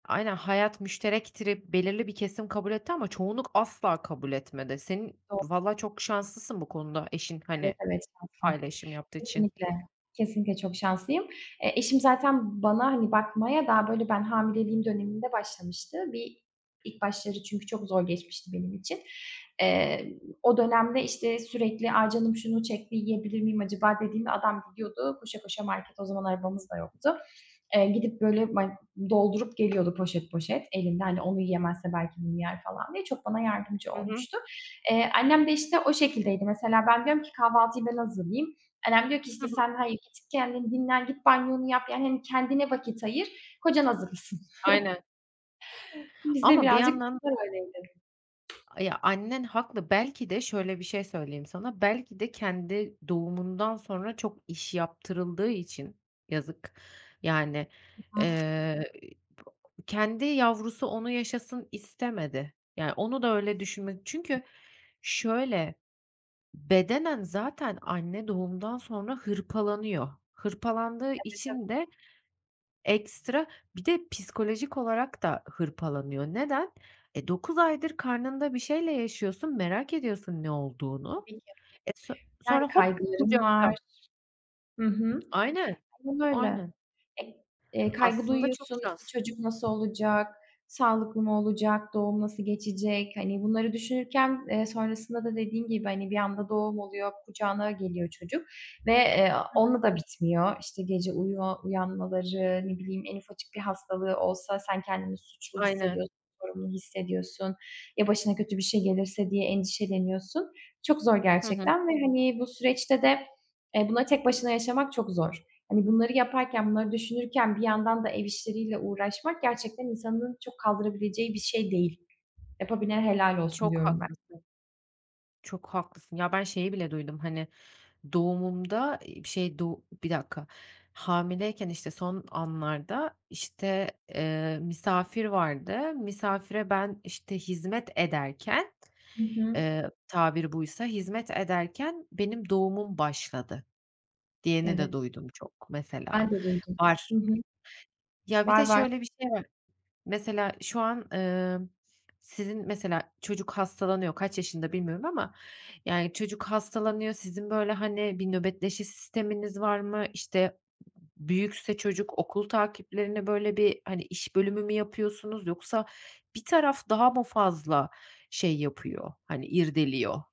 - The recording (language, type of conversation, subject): Turkish, podcast, Eşinizle ebeveynlik sorumluluklarını nasıl paylaşıyorsunuz?
- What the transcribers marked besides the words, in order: other background noise; tapping; chuckle; unintelligible speech